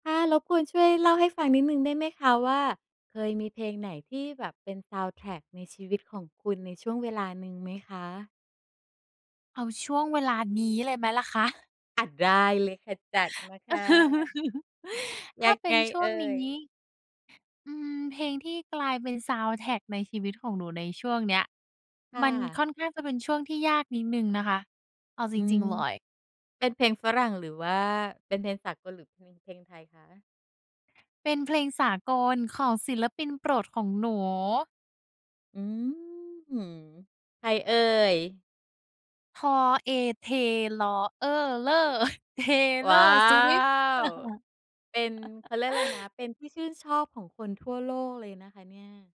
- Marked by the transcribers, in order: chuckle; tapping; drawn out: "อืม"; drawn out: "ว้าว !"; laugh
- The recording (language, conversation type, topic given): Thai, podcast, มีเพลงไหนที่เคยเป็นเหมือนเพลงประกอบชีวิตของคุณอยู่ช่วงหนึ่งไหม?